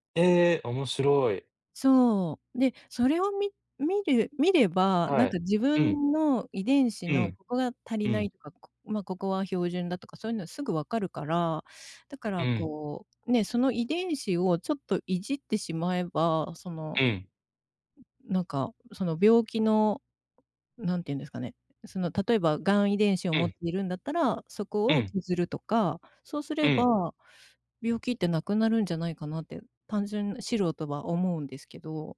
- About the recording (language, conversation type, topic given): Japanese, unstructured, 未来の暮らしはどのようになっていると思いますか？
- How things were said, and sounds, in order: other background noise; tapping